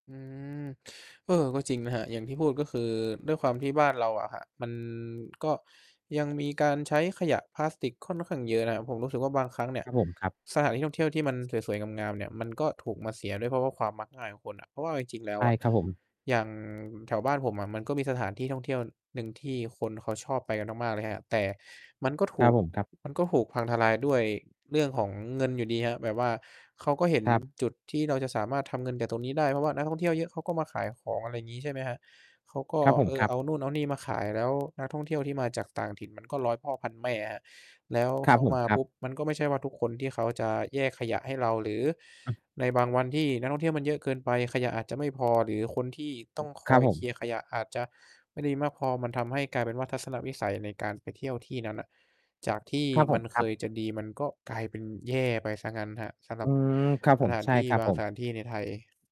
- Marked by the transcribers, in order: distorted speech; tapping; other background noise
- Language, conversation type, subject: Thai, unstructured, คุณเคยรู้สึกประหลาดใจกับความงามของธรรมชาติที่มาแบบไม่ทันตั้งตัวไหม?